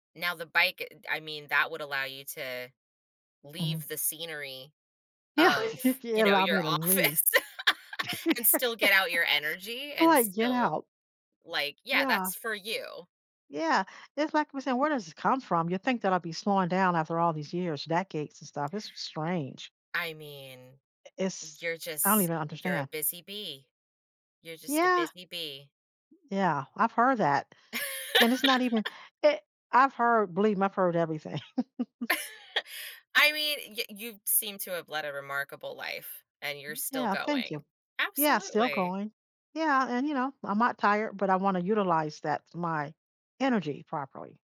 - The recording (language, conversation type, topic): English, advice, How can I better balance my work and personal life?
- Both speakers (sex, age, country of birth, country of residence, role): female, 35-39, United States, United States, advisor; female, 65-69, United States, United States, user
- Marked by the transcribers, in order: laughing while speaking: "Yeah"; laugh; laughing while speaking: "office"; laugh; other background noise; laugh; chuckle; laugh